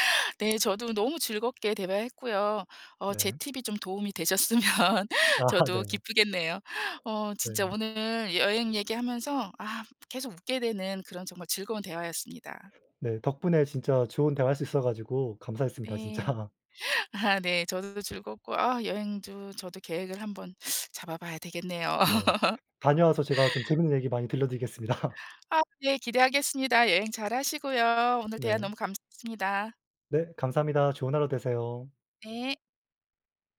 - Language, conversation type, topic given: Korean, unstructured, 친구와 여행을 갈 때 의견 충돌이 생기면 어떻게 해결하시나요?
- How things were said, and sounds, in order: laughing while speaking: "되셨으면"; laughing while speaking: "아"; other background noise; laughing while speaking: "진짜"; laugh; laugh